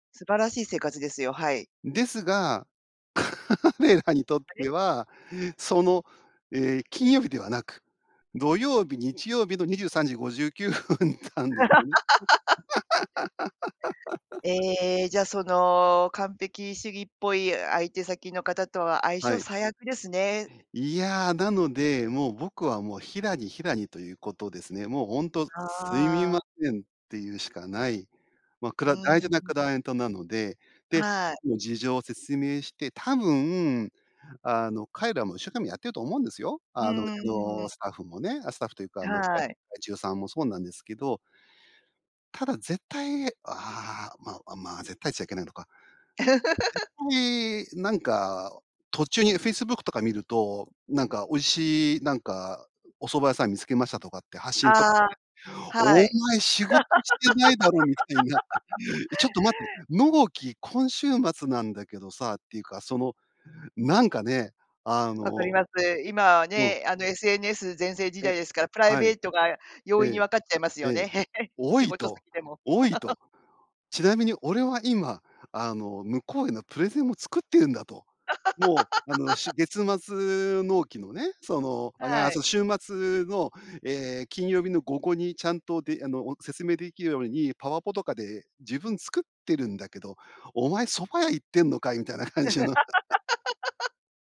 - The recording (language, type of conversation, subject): Japanese, podcast, 完璧主義とどう付き合っていますか？
- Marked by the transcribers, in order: laughing while speaking: "彼らにとっては"; laughing while speaking: "にじゅうさんじごじゅうきゅうふん なんですよね"; laugh; laugh; other background noise; laugh; unintelligible speech; laugh; unintelligible speech; laugh; laugh; laugh